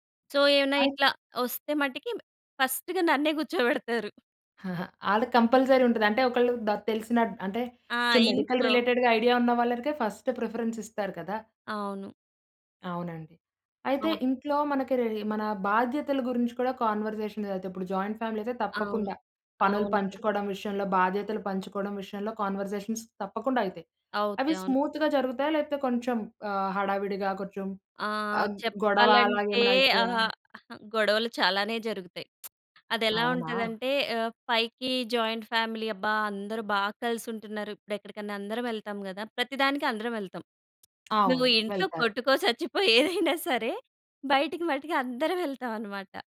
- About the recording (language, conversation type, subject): Telugu, podcast, మీ ఇంట్లో రోజువారీ సంభాషణలు ఎలా సాగుతాయి?
- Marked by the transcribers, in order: in English: "సో"; in English: "ఫస్ట్‌గా"; laughing while speaking: "నన్నే కూర్చోపెడతారు"; giggle; in English: "మెడికల్ రిలేటెడ్‌గా"; other background noise; in English: "ఫస్ట్"; in English: "జాయింట్ ఫ్యామిలీ"; in English: "కాన్వర్జేషన్స్"; in English: "స్మూత్‌గా"; lip smack; in English: "జాయింట్ ఫ్యామిలీ"; tapping; laughing while speaking: "ఇంట్లో కొట్టుకో, సచ్చిపో ఏదైనా సరే, బయటికి మటికి అందరవెళ్తాం అనమాట"